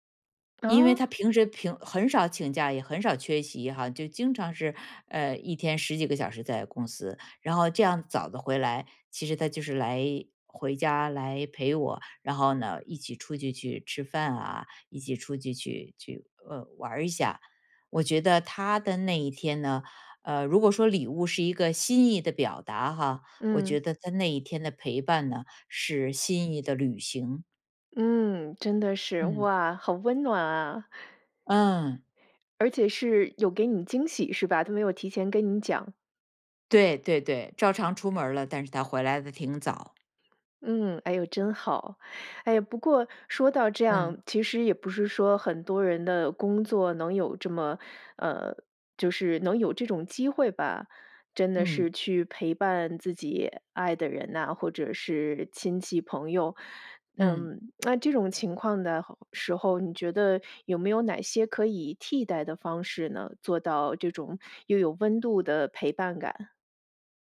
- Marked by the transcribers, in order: tapping; tsk
- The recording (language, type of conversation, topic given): Chinese, podcast, 你觉得陪伴比礼物更重要吗？